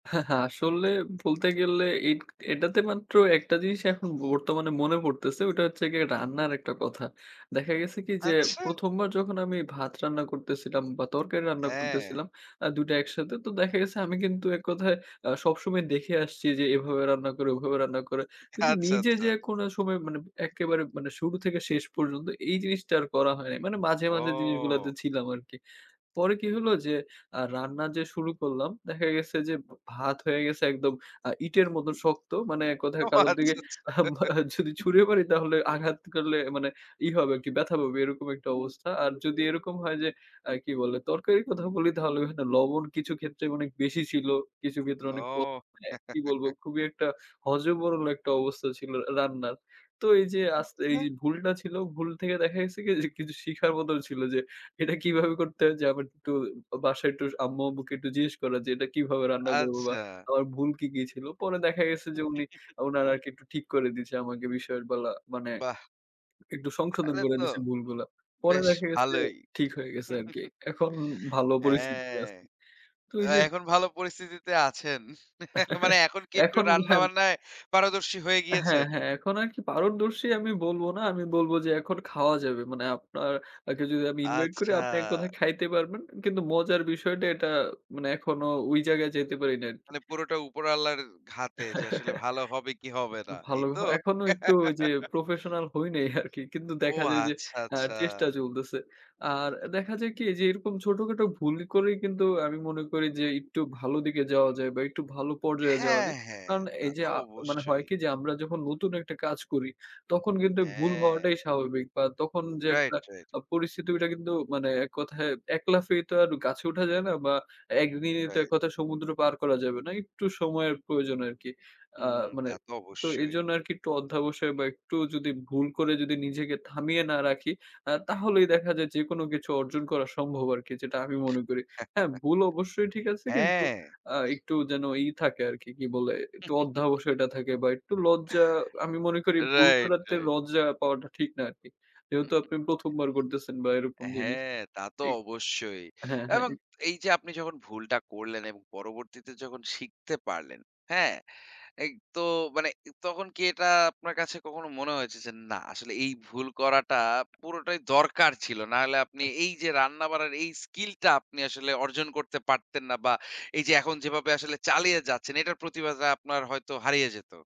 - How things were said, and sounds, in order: scoff; laughing while speaking: "আচ্ছা, আচ্ছা"; drawn out: "ও"; tapping; laughing while speaking: "ও আচ্ছা, আচ্ছা"; laughing while speaking: "যদি ছুঁড়ে মারি তাহলে"; chuckle; laughing while speaking: "শিখার মত ছিল যে, এটা কিভাবে করতে হয় যে"; giggle; chuckle; chuckle; chuckle; in English: "invite"; laugh; in English: "professional"; laughing while speaking: "হয় নাই আরকি"; laugh; chuckle; chuckle; chuckle; laughing while speaking: "রাইট, রাইট"; chuckle
- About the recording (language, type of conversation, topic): Bengali, podcast, কোনো ভুলের কারণে কি কখনো আপনার জীবনে ভালো কিছু ঘটেছে?